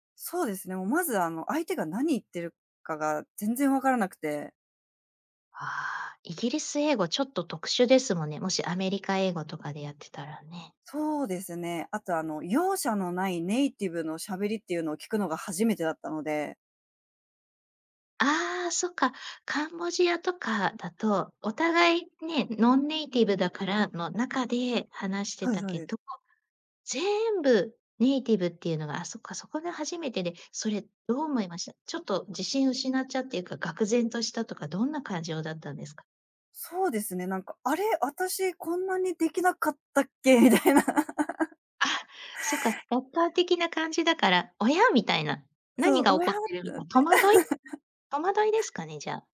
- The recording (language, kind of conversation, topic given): Japanese, podcast, 人生で一番の挑戦は何でしたか？
- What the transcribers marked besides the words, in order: other background noise; laughing while speaking: "みたいな"; laugh; laugh